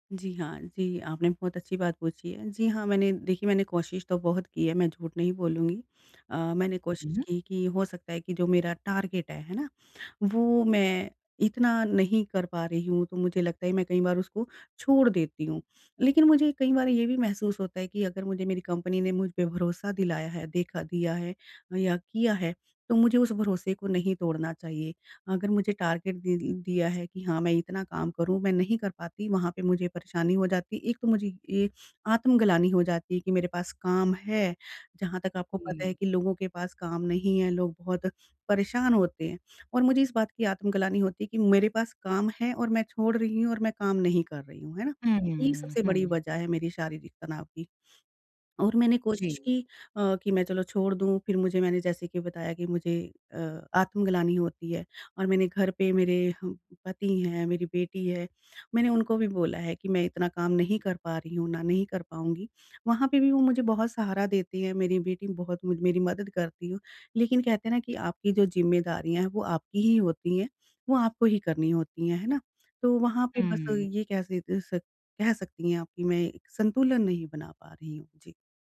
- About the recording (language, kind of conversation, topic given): Hindi, advice, शारीरिक तनाव कम करने के त्वरित उपाय
- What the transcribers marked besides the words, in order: in English: "टारगेट"; in English: "कंपनी"; in English: "टारगेट"